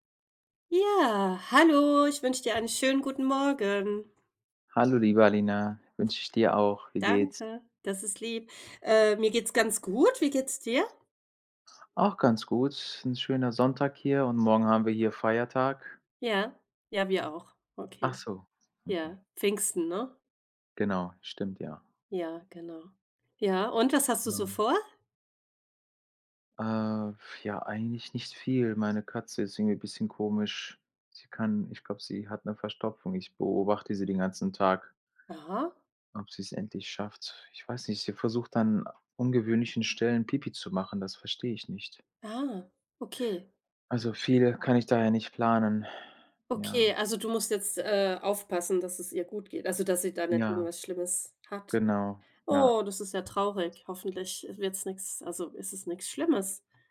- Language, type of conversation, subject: German, unstructured, Wie verändert Technologie unseren Alltag wirklich?
- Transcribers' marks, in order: sigh; sad: "Ja"; sad: "Oh"